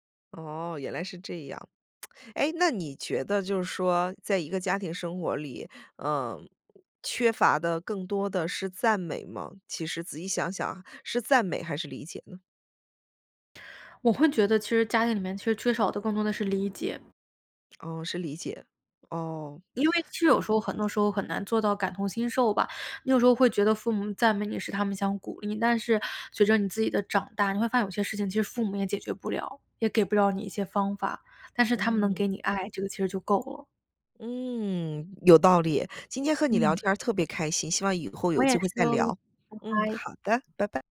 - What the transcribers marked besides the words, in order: lip smack; other noise; "感同身受" said as "感同心受"; other background noise
- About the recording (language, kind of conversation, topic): Chinese, podcast, 你家里平时是赞美多还是批评多？